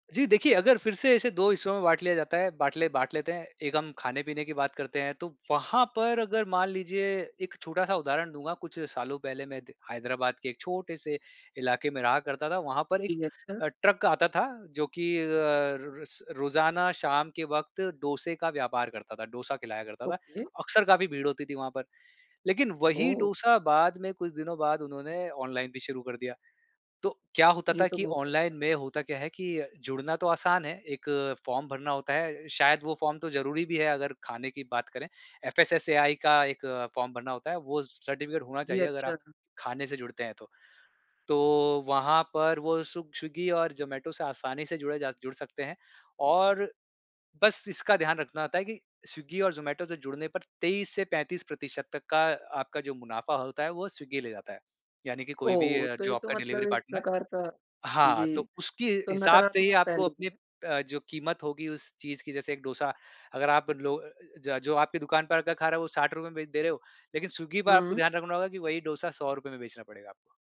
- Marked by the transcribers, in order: in English: "ओके"; in English: "स सर्टिफ़िकेट"; in English: "डिलिवरी पार्टनर"
- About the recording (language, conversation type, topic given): Hindi, podcast, डिलीवरी ऐप्स ने स्थानीय दुकानों पर क्या असर डाला है?